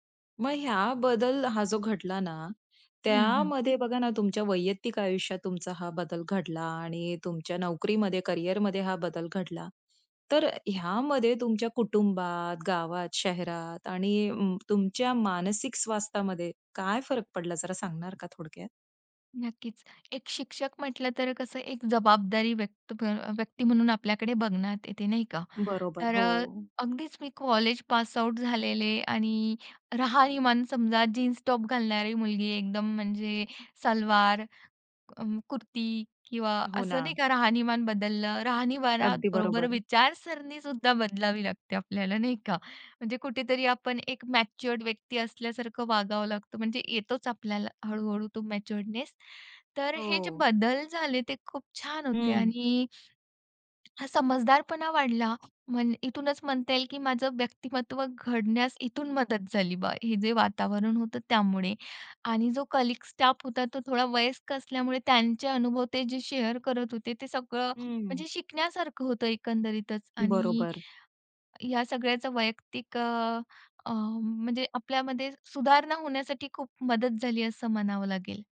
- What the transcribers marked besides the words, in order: "वैयक्तिक" said as "वयतीत"; in English: "पासआउट"; laughing while speaking: "राहणीमान"; in English: "जीन्स-टॉप"; in English: "मॅच्युअर्डनेस"; in English: "कलीग"; in English: "शेअर"
- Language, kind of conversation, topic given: Marathi, podcast, अचानक मिळालेल्या संधीने तुमचं करिअर कसं बदललं?